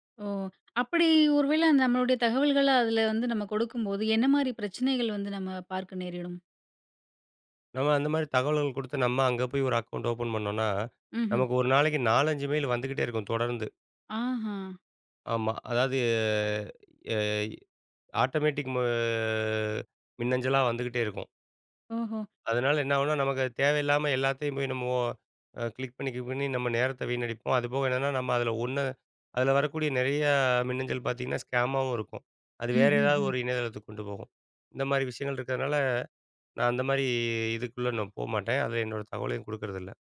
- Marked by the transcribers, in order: in English: "மெயில்"; in English: "ஆட்டோமேட்டிக்"; drawn out: "மொ"; other noise; in English: "கிளிக்"; in English: "கிளிக்"; in English: "ஸ்கேமாவும்"
- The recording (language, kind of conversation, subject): Tamil, podcast, வலைவளங்களிலிருந்து நம்பகமான தகவலை நீங்கள் எப்படித் தேர்ந்தெடுக்கிறீர்கள்?